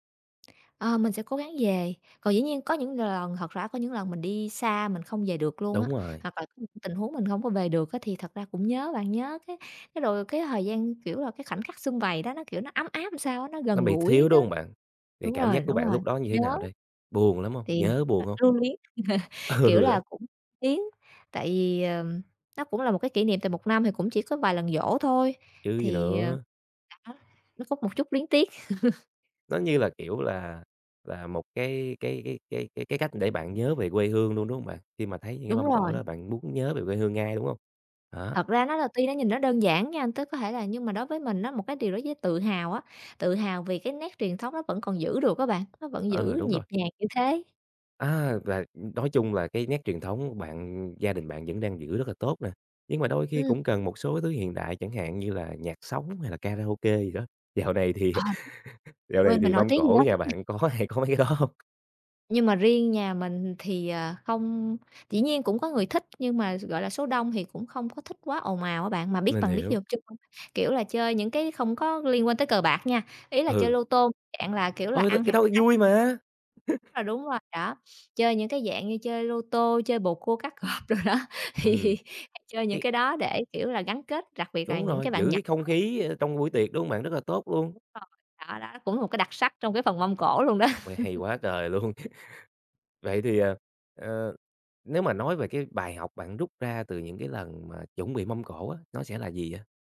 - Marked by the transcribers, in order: tapping; laughing while speaking: "Ừ"; chuckle; chuckle; other background noise; laughing while speaking: "dạo này thì"; laugh; unintelligible speech; laughing while speaking: "có hay có mấy cái đó hông?"; unintelligible speech; unintelligible speech; chuckle; unintelligible speech; laughing while speaking: "cọp đồ đó thì"; laugh; laugh
- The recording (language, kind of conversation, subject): Vietnamese, podcast, Làm sao để bày một mâm cỗ vừa đẹp mắt vừa ấm cúng, bạn có gợi ý gì không?